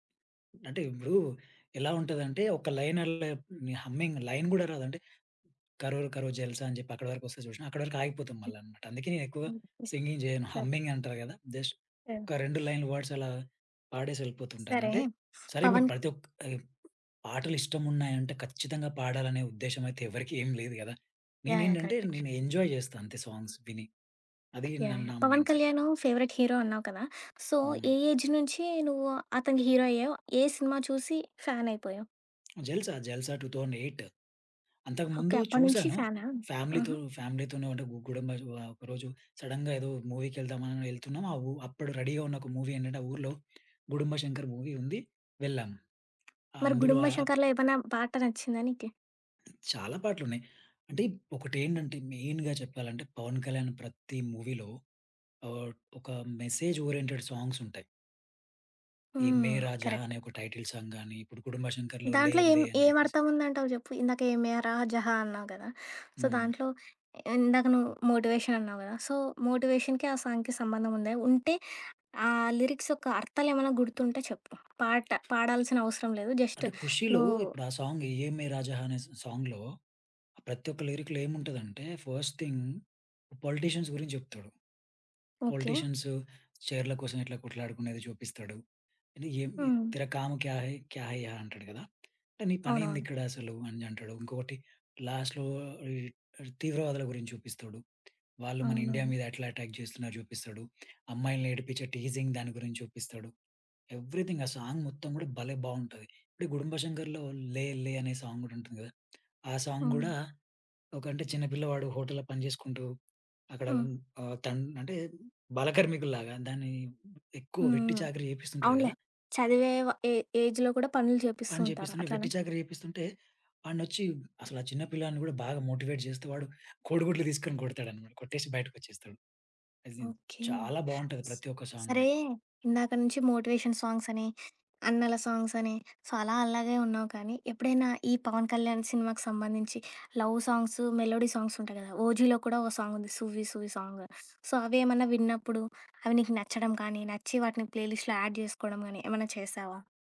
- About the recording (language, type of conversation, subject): Telugu, podcast, ఏ సంగీతం వింటే మీరు ప్రపంచాన్ని మర్చిపోతారు?
- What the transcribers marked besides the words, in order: in English: "లైన్"; in English: "హమ్మింగ్ లైన్"; in English: "సింగింగ్"; in English: "హమ్మింగ్"; other background noise; in English: "జస్ట్"; in English: "లైన్ వర్డ్స్"; tapping; in English: "ఎంజాయ్"; in English: "సాంగ్స్"; in English: "మైండ్‌సెట్"; in English: "ఫేవరైట్"; in English: "సో"; in English: "ఏజ్"; in English: "ఫ్యాన్"; in English: "టూ థౌసండ్ ఎయిట్"; in English: "ఫ్యామిలీ‌తో ఫ్యామిలీ‌తోనే"; in English: "సడెన్‌గా"; in English: "రెడీగా"; in English: "మూవీ"; in English: "మూవీ"; in English: "మెయిన్‌గా"; in English: "మూవీ‌లో"; in English: "మెసేజ్ ఓరియెంటెడ్"; in Hindi: "యే మేరా జహా"; in English: "కరెక్ట్"; in English: "టైటిల్ సాంగ్"; in Hindi: "యే మేరా జహా"; in English: "సో"; in English: "మోటివేషన్"; in English: "సో, మోటివేషన్‌కి"; in English: "సాంగ్‌కి"; in English: "లిరిక్స్"; in English: "జస్ట్"; in English: "సాంగ్"; in Hindi: "యే మేరా జహా"; in English: "స సాంగ్‌లో"; in English: "లిరిక్‌లో"; in English: "ఫస్ట్ థింగ్ పొలిటీషియన్స్"; in Hindi: "తేరా కామ్ క్యా హై! క్యా హై యహా"; in English: "లాస్ట్‌లో"; in English: "ఎటాక్"; in English: "టీజింగ్"; in English: "ఎవ్రిథింగ్"; in English: "సాంగ్"; in English: "సాంగ్"; in English: "సాంగ్"; in English: "ఏ ఏజ్‌లో"; in English: "మోటివేట్"; in English: "సాంగ్"; in English: "మోటివేషన్ సాంగ్స్"; in English: "సాంగ్స్"; in English: "సో"; in English: "మెలోడీ సాంగ్స్"; in English: "సాంగ్. సో"; in English: "ప్లే లిస్ట్‌లో యాడ్"